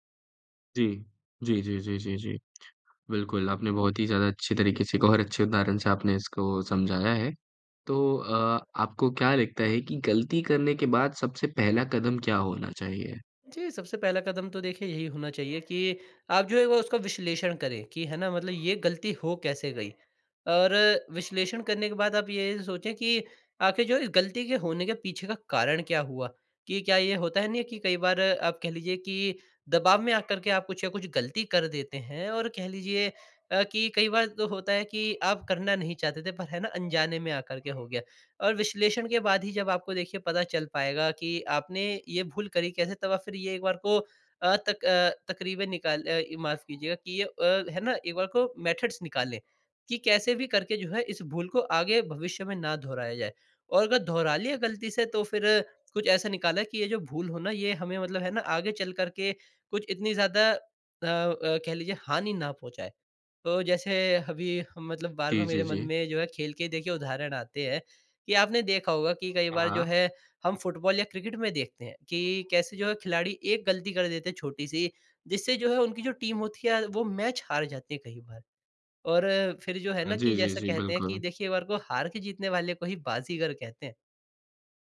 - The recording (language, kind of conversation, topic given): Hindi, podcast, गलतियों से आपने क्या सीखा, कोई उदाहरण बताएँ?
- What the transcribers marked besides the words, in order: dog barking; in English: "मेथड्स"; in English: "टीम"; in English: "मैच"